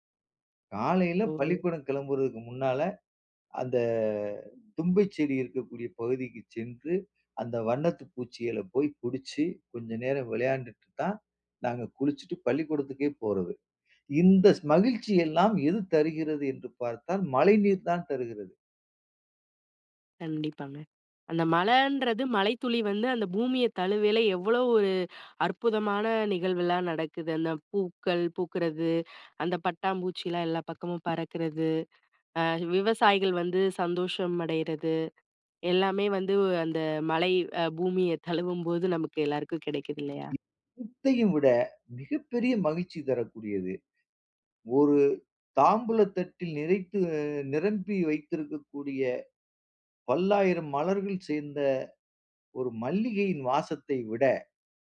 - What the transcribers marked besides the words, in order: drawn out: "அந்த"; laughing while speaking: "தழுவும்போது"; other background noise
- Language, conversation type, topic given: Tamil, podcast, மழை பூமியைத் தழுவும் போது உங்களுக்கு எந்த நினைவுகள் எழுகின்றன?